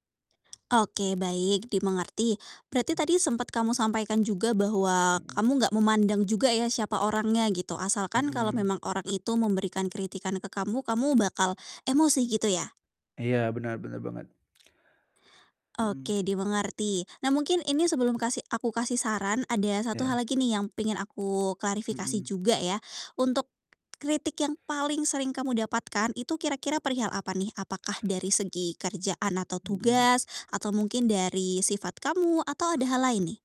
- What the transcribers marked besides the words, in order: distorted speech; tapping
- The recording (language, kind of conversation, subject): Indonesian, advice, Bagaimana cara tetap tenang saat menerima umpan balik?